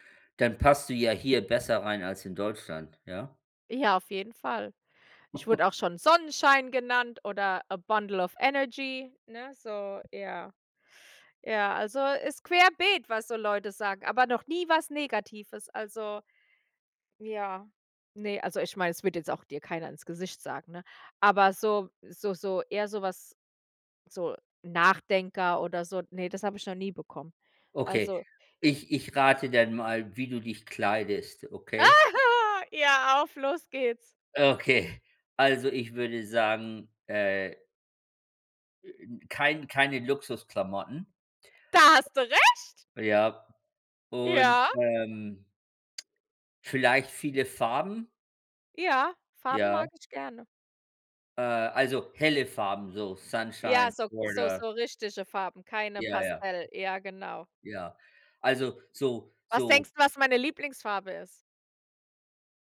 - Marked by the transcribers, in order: chuckle; in English: "a bundle of energy"; laughing while speaking: "Ah"; laughing while speaking: "Okay"; joyful: "Da hast du recht!"; in English: "Sunshine"
- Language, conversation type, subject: German, unstructured, Wie würdest du deinen Stil beschreiben?